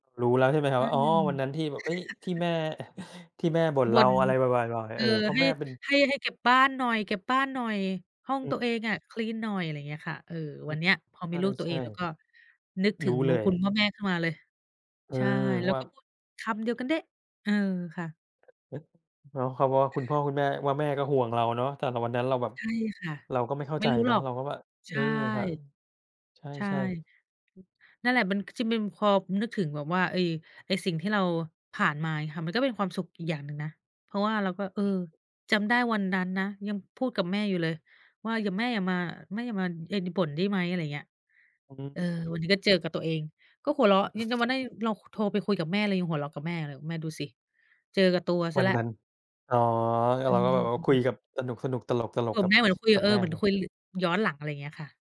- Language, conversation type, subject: Thai, unstructured, ช่วงเวลาไหนที่ทำให้คุณรู้สึกมีความสุขที่สุด?
- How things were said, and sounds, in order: chuckle; other noise; "มัน" said as "มึม"; chuckle